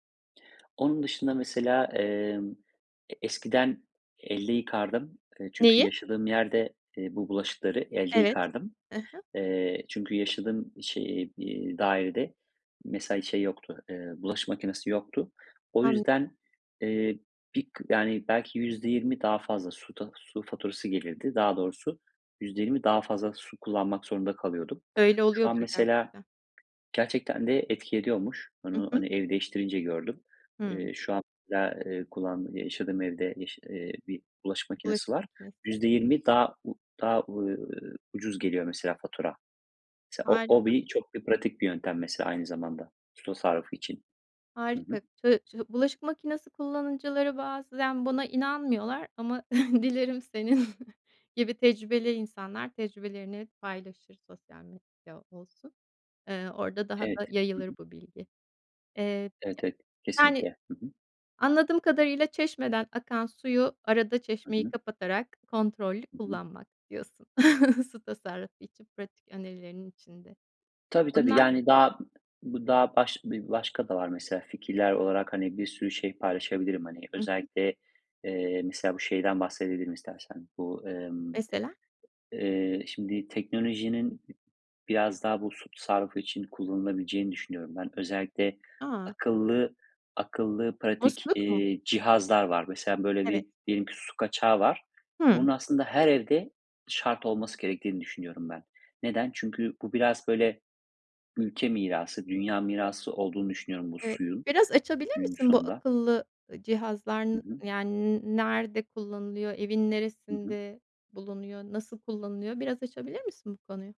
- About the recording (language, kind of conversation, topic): Turkish, podcast, Su tasarrufu için pratik önerilerin var mı?
- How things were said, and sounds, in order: tapping; chuckle; laughing while speaking: "senin"; chuckle; other background noise